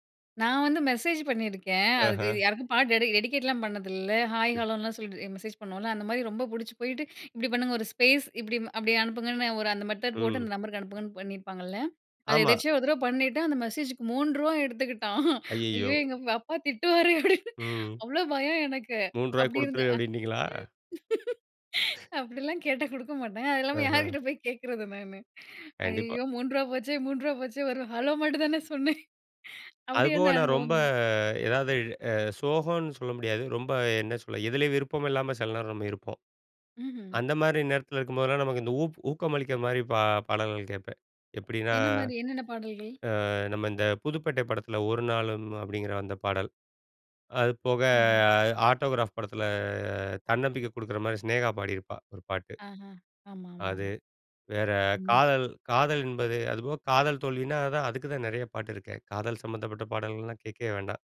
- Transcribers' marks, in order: in English: "டெடிகேட்லாம்"; unintelligible speech; in English: "ஸ்பேஸ்"; in English: "மெத்தட்"; laughing while speaking: "எடுத்துக்கிட்டான் ஐயோ எங்க அப்பா திட்டுவாரே … அப்டி என்ன அனுபவம்"; other noise; laugh; drawn out: "ரொம்ப"; drawn out: "படத்துல"
- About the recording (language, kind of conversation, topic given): Tamil, podcast, ஒரு பாடல் உங்களை எப்படி மனதளவில் தொடுகிறது?